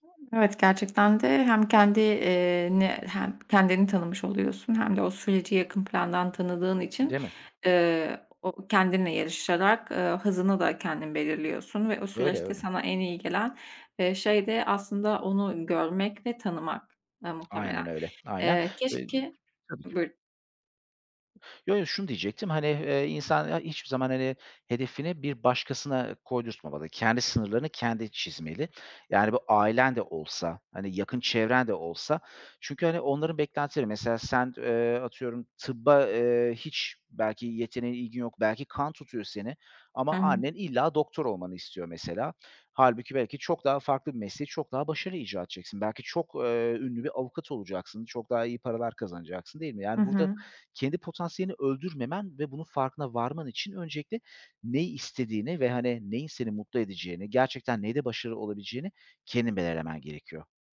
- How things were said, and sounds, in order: other background noise; tapping
- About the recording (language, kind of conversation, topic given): Turkish, podcast, Pişmanlık uyandıran anılarla nasıl başa çıkıyorsunuz?